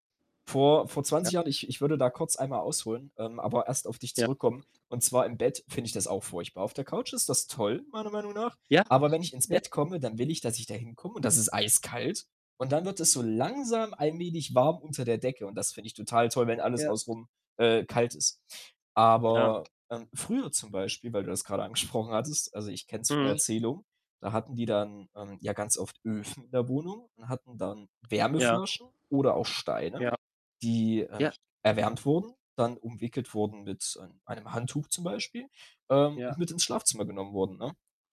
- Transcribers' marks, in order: static; distorted speech; other background noise; background speech; tapping; laughing while speaking: "angesprochen"
- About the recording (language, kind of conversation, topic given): German, podcast, Was ziehst du an, um dich zu trösten?
- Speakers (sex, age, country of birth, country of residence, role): male, 20-24, Germany, Germany, host; male, 35-39, Germany, Italy, guest